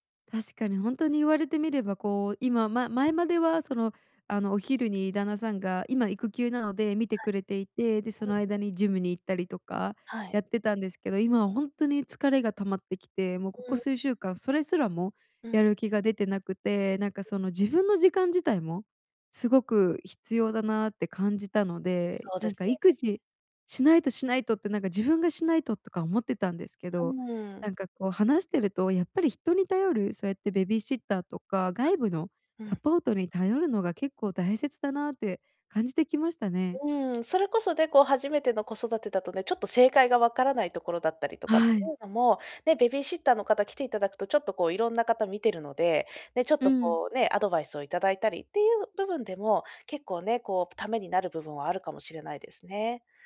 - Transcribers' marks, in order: other noise
- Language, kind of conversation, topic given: Japanese, advice, 人生の優先順位を見直して、キャリアや生活でどこを変えるべきか悩んでいるのですが、どうすればよいですか？